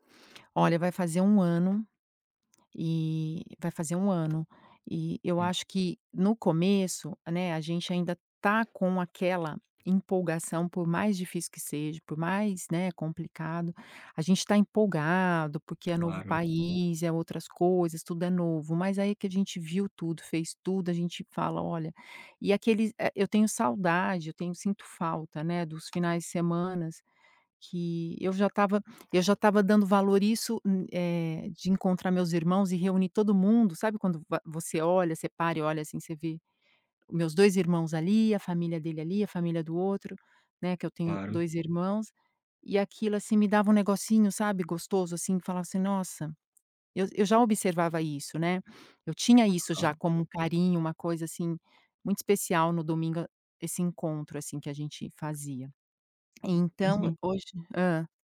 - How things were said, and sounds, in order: tapping; other background noise; unintelligible speech
- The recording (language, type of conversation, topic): Portuguese, advice, Como lidar com a culpa por deixar a família e os amigos para trás?